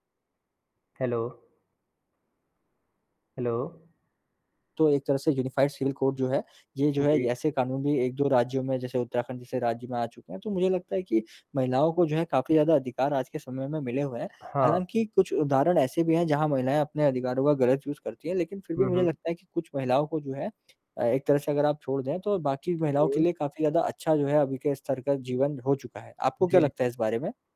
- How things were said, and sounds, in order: tapping; in English: "हेलो"; static; in English: "हेलो"; in English: "यूनिफाइड"; in English: "यूज़"
- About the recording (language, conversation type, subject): Hindi, unstructured, क्या हमारे समुदाय में महिलाओं को समान सम्मान मिलता है?